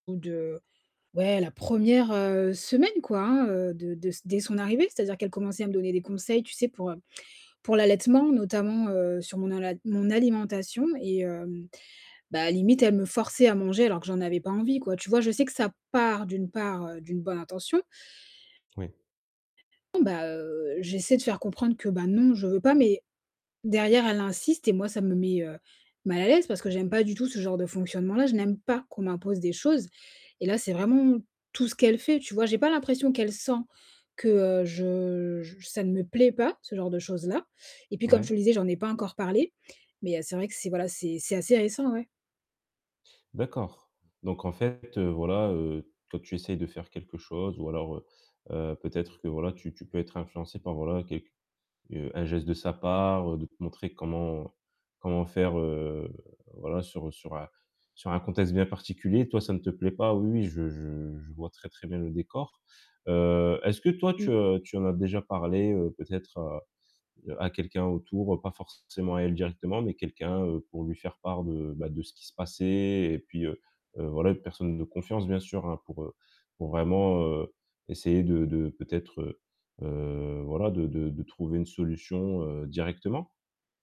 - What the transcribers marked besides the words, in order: other background noise; stressed: "pas"; distorted speech
- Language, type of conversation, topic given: French, advice, Comment gérez-vous les tensions avec la belle-famille ou les proches de votre partenaire ?